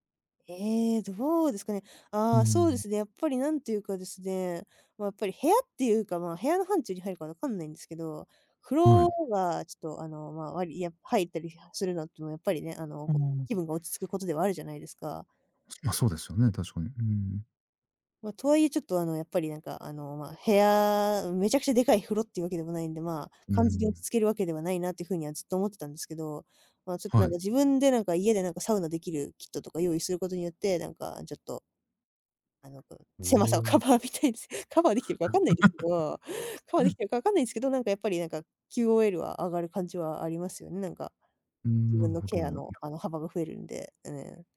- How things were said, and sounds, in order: other background noise; laughing while speaking: "狭さをカバーみたいです"; laugh
- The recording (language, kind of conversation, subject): Japanese, podcast, 自分の部屋を落ち着ける空間にするために、どんな工夫をしていますか？